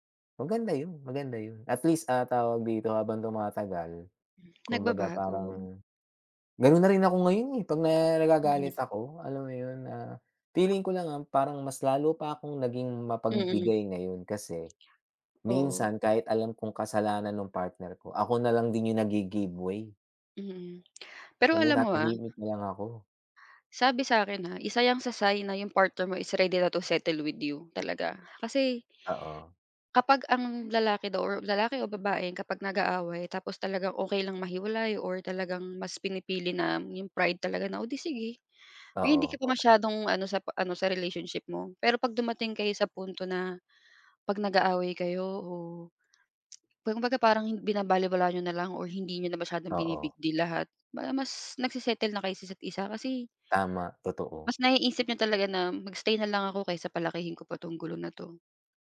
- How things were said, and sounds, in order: tapping; other background noise
- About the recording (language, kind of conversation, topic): Filipino, unstructured, Paano mo ipinapakita ang pagmamahal sa iyong kapareha?